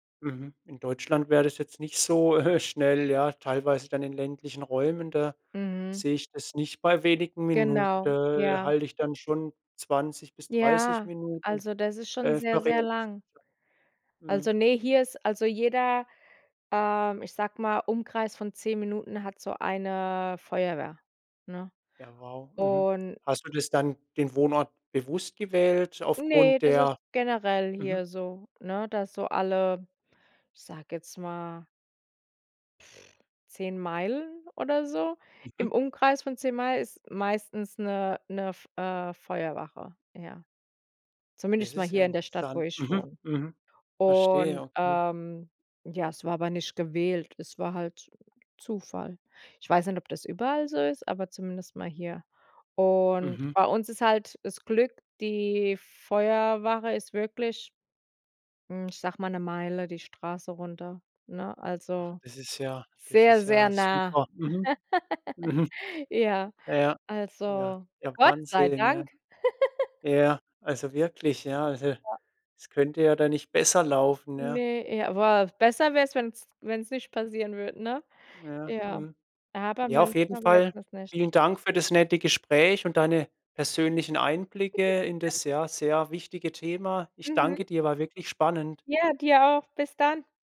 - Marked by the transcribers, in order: laughing while speaking: "äh"; unintelligible speech; other noise; drawn out: "Und"; other background noise; chuckle; giggle; unintelligible speech
- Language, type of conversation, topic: German, podcast, Wie gehst du mit Allergien bei Gästen um?